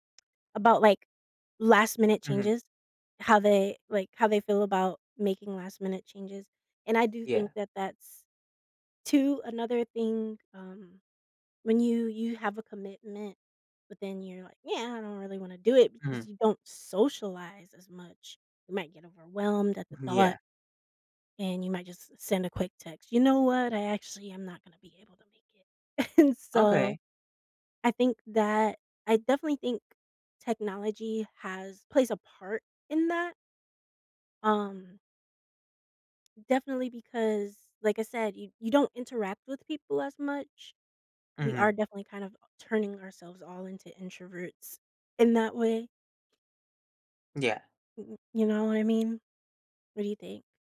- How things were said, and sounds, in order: stressed: "socialize"; laughing while speaking: "And"; tapping; other background noise
- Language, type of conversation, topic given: English, unstructured, How have smartphones changed the way we communicate?